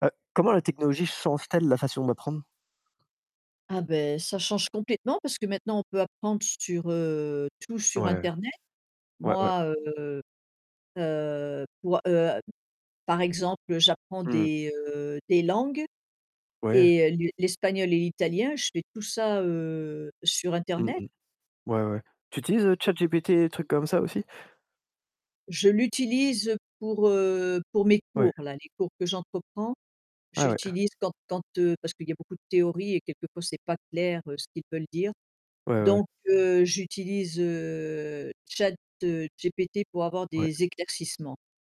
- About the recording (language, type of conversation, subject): French, unstructured, Comment la technologie change-t-elle notre façon d’apprendre ?
- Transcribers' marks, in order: distorted speech